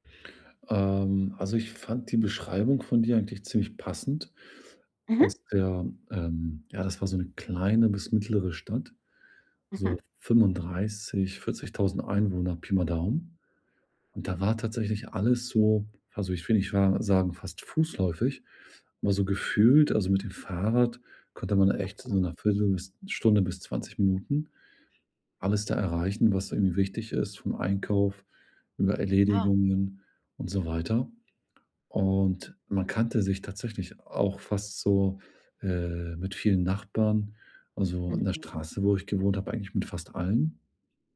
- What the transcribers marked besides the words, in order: none
- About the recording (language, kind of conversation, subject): German, advice, Wie kann ich beim Umzug meine Routinen und meine Identität bewahren?